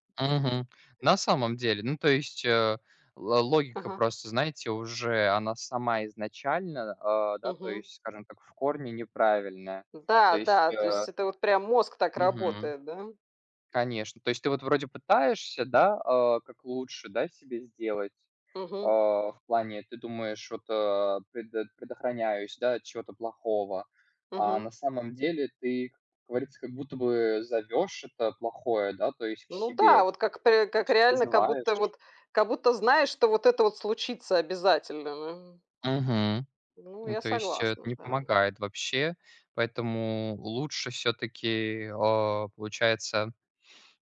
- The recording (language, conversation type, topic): Russian, unstructured, Как ты понимаешь слово «счастье»?
- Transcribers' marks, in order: none